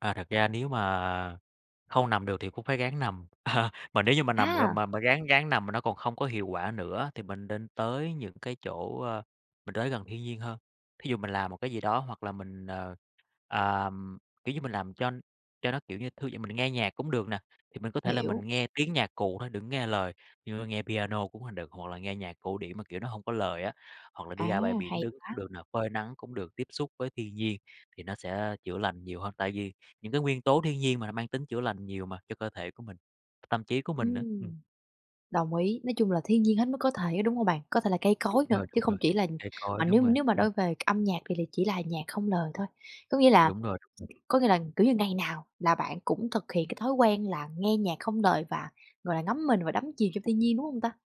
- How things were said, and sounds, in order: tapping; laughing while speaking: "À"
- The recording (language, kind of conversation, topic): Vietnamese, podcast, Bạn có thể kể về một thói quen hằng ngày giúp bạn giảm căng thẳng không?